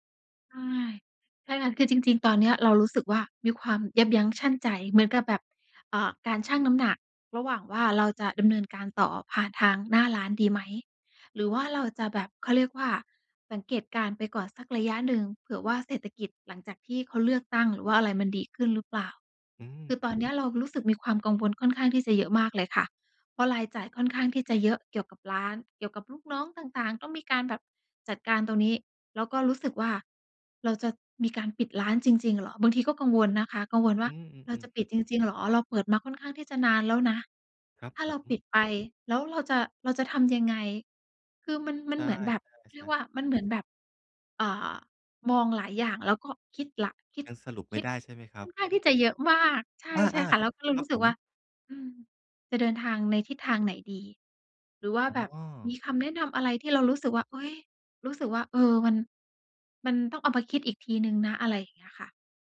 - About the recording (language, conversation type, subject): Thai, advice, ฉันจะรับมือกับความกลัวและความล้มเหลวได้อย่างไร
- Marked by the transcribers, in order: tapping